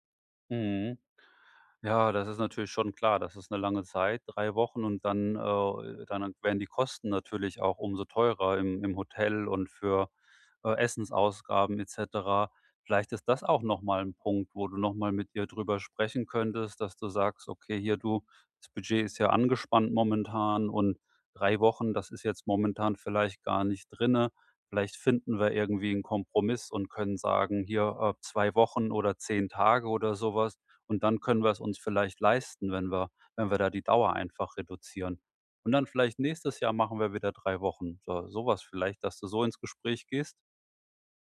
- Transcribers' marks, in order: other noise
- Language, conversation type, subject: German, advice, Wie plane ich eine Reise, wenn mein Budget sehr knapp ist?